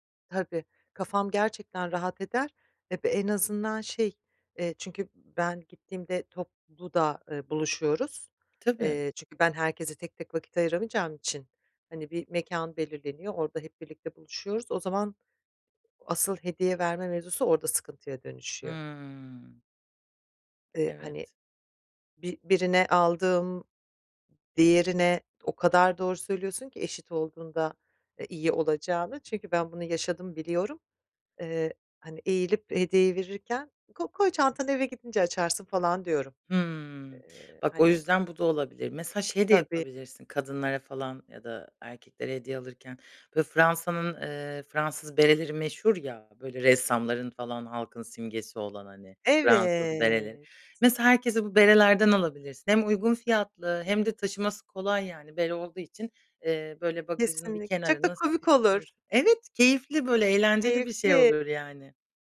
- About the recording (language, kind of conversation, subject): Turkish, advice, Sevdiklerime uygun ve özel bir hediye seçerken nereden başlamalıyım?
- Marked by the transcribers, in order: other background noise; drawn out: "Evet"; unintelligible speech